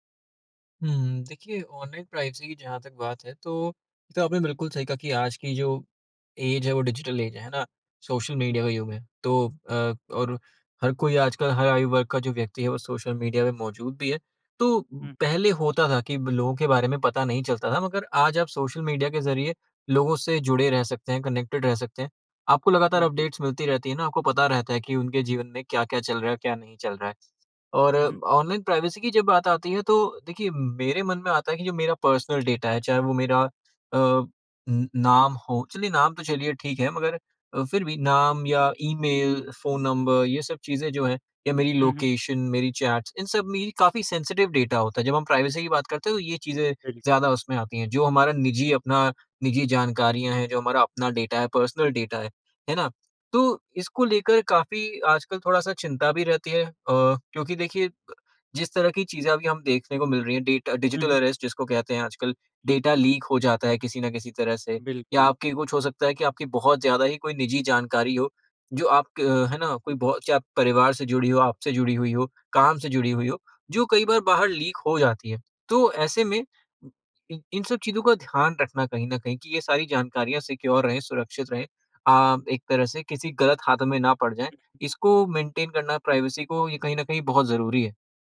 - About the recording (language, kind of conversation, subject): Hindi, podcast, ऑनलाइन गोपनीयता आपके लिए क्या मायने रखती है?
- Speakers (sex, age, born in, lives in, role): male, 20-24, India, India, guest; male, 25-29, India, India, host
- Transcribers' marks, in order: in English: "प्राइवेसी"; in English: "ऐज"; in English: "डिजिटल ऐज"; in English: "कनेक्टेड"; in English: "अपडेट्स"; in English: "प्राइवेसी"; in English: "पर्सनल डाटा"; in English: "लोकेशन"; in English: "चैट्स"; in English: "सेंसिटिव"; in English: "प्राइवेसी"; in English: "पर्सनल डाटा"; in English: "डिजिटल अरेस्ट"; in English: "लीक"; in English: "लीक"; in English: "सिक्योर"; in English: "मेंटेन"; in English: "प्राइवेसी"